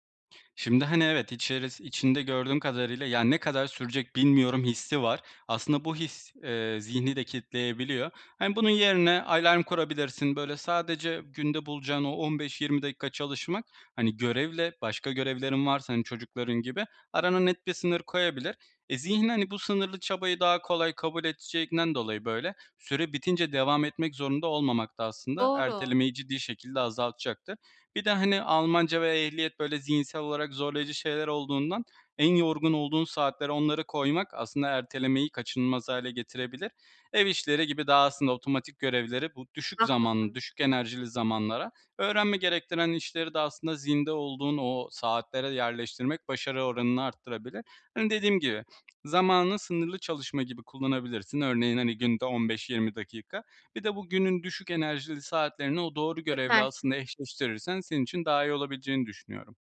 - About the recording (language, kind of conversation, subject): Turkish, advice, Görevleri sürekli bitiremiyor ve her şeyi erteliyorsam, okulda ve işte zorlanırken ne yapmalıyım?
- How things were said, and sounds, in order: none